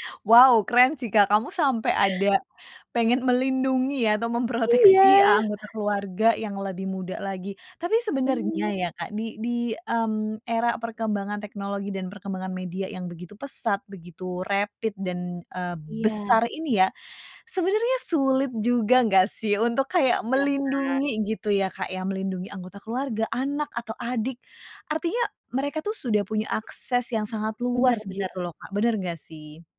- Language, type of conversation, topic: Indonesian, podcast, Bagaimana pengalaman kamu menemukan kembali serial televisi lama di layanan streaming?
- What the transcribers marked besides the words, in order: in English: "rapid"